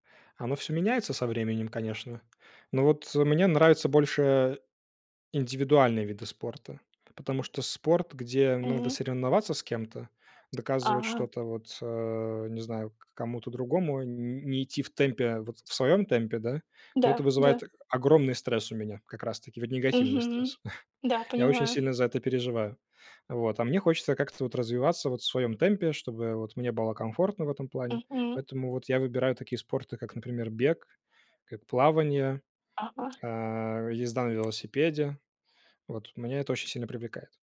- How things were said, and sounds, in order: tapping; other background noise; chuckle
- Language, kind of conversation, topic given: Russian, unstructured, Как спорт помогает тебе справляться со стрессом?